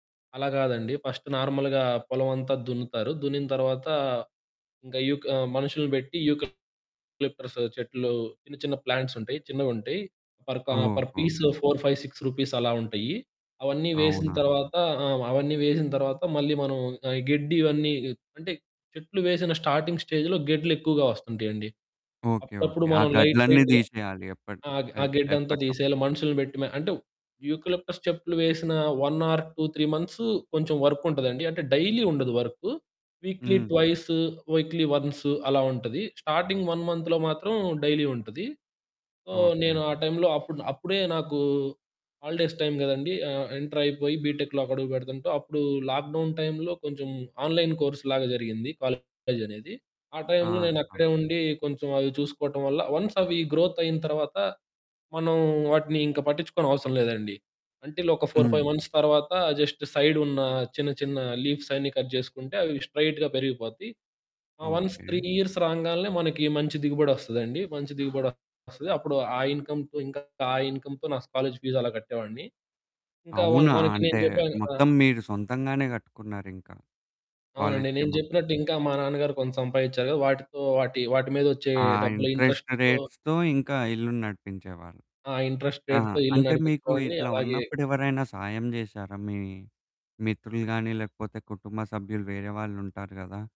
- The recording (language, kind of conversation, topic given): Telugu, podcast, ఒక లక్ష్యాన్ని చేరుకోవాలన్న మీ నిర్ణయం మీ కుటుంబ సంబంధాలపై ఎలా ప్రభావం చూపిందో చెప్పగలరా?
- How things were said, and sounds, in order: in English: "ఫస్ట్ నార్మల్‌గా"; distorted speech; in English: "యూకలిప్టస్"; in English: "పర్"; in English: "పర్"; in English: "ఫోర్ ఫైవ్ సిక్స్"; in English: "స్టార్టింగ్"; in English: "లైట్, లైట్‌గా"; in English: "యూకలిప్టస్"; in English: "వన్ ఆర్ టు, త్రీ మంత్స్"; in English: "డైలీ"; in English: "వీక్లీ"; in English: "వీక్లీ"; in English: "స్టార్టింగ్ వన్ మంత్‌లో"; in English: "డైలీ"; in English: "సో"; in English: "హాలిడేస్ టైమ్"; in English: "లాక్‌డౌన్ టైమ్‌లో"; in English: "ఆన్‌లైన్ కోర్స్‌లాగా"; in English: "అంటిల్"; in English: "ఫోర్ ఫైవ్ మంత్స్"; in English: "కట్"; in English: "స్ట్రయిట్‌గా"; in English: "వన్స్ త్రీ ఇయర్స్"; other background noise; in English: "ఇన్‌కమ్‌తో"; in English: "ఇన్‌కమ్‌తో"; in English: "ఇంట్రెస్ట్ రేట్స్‌తో"; in English: "ఇంట్రస్ట్‌తో"; in English: "ఇంట్రస్ట్"